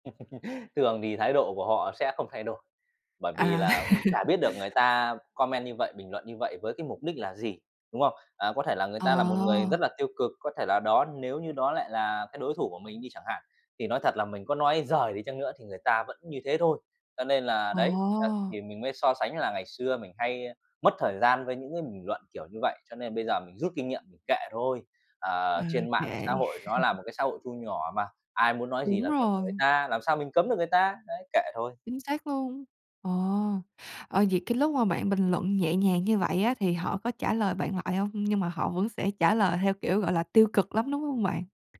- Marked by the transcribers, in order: laugh; laugh; in English: "comment"; other background noise; chuckle; tapping
- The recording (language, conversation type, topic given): Vietnamese, podcast, Hãy kể một lần bạn đã xử lý bình luận tiêu cực trên mạng như thế nào?
- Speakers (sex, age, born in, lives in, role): female, 20-24, Vietnam, Finland, host; male, 30-34, Vietnam, Vietnam, guest